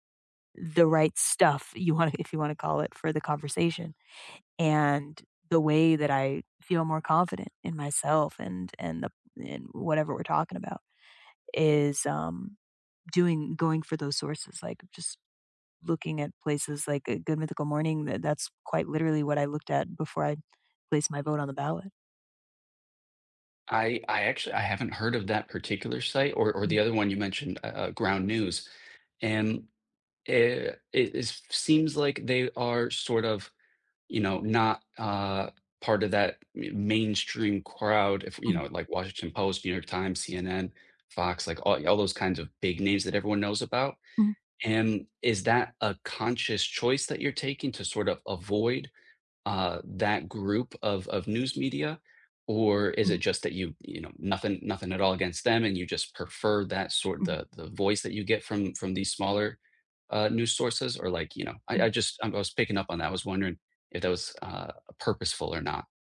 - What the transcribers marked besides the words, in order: laughing while speaking: "you wanna"
- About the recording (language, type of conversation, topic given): English, unstructured, What are your go-to ways to keep up with new laws and policy changes?